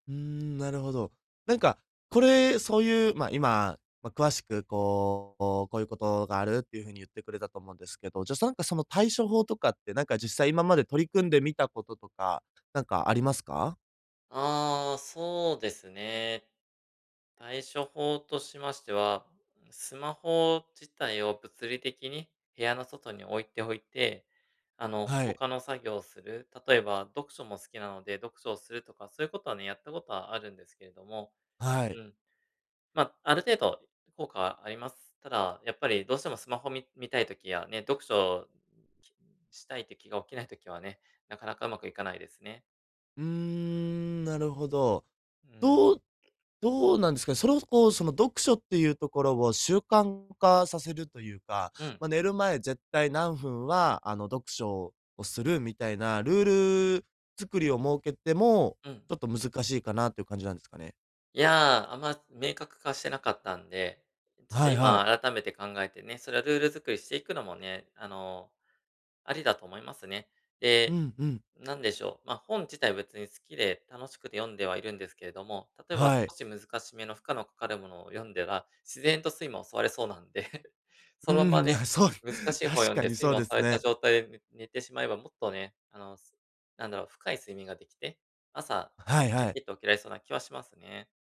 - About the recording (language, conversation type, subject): Japanese, advice, 毎日同じ時間に寝起きする習慣をどうすれば身につけられますか？
- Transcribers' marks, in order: other background noise; "だら" said as "でら"; chuckle; laughing while speaking: "うん、いや、そう"